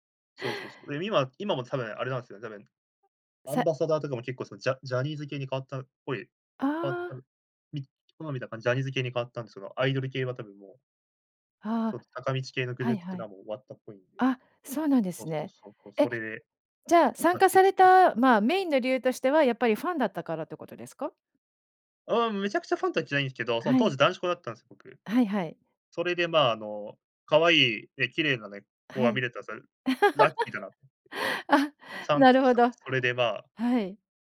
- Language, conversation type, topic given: Japanese, podcast, ライブやコンサートで最も印象に残っている出来事は何ですか？
- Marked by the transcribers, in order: other noise; tapping; laugh; unintelligible speech